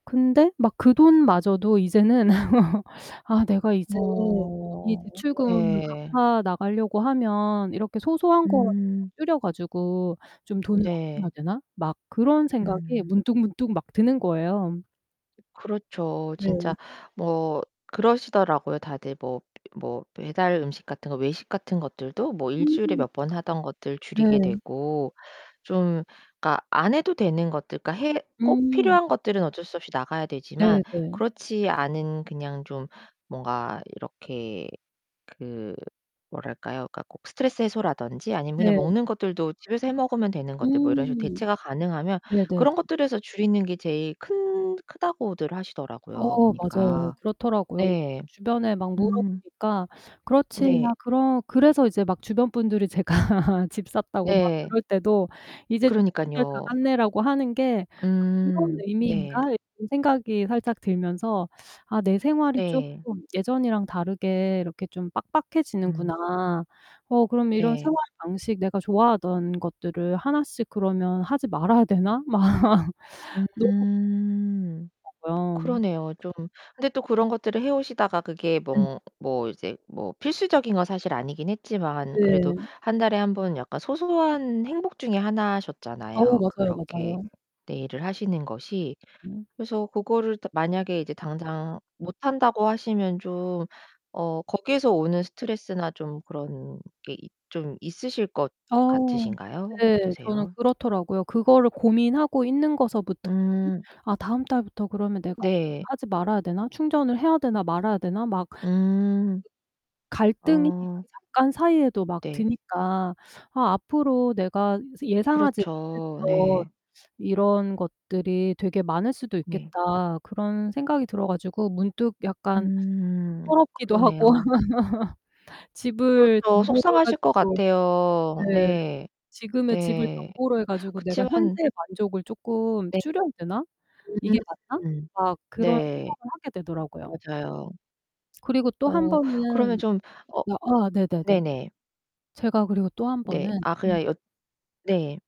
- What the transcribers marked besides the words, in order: laugh; distorted speech; other background noise; tapping; static; laughing while speaking: "제가"; laughing while speaking: "막"; unintelligible speech; unintelligible speech; laugh
- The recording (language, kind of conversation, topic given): Korean, advice, 재정적 압박 때문에 생활방식을 바꿔야 할까요?